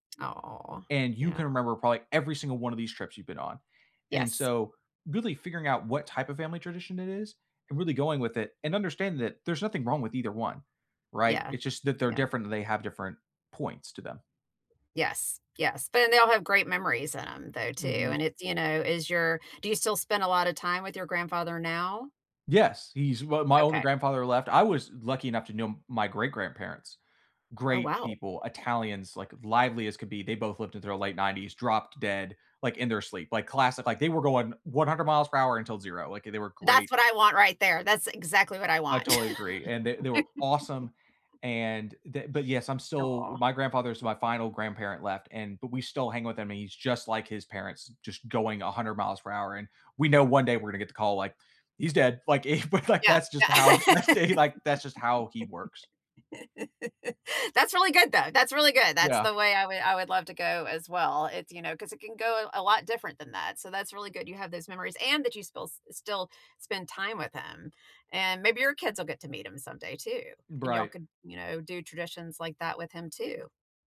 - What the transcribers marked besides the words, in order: laugh; chuckle; laughing while speaking: "he but"; laugh; laughing while speaking: "that's just like"; stressed: "and"; other background noise
- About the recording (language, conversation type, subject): English, unstructured, What is a fun tradition you have with your family?
- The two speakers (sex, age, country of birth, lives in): female, 55-59, United States, United States; male, 30-34, United States, United States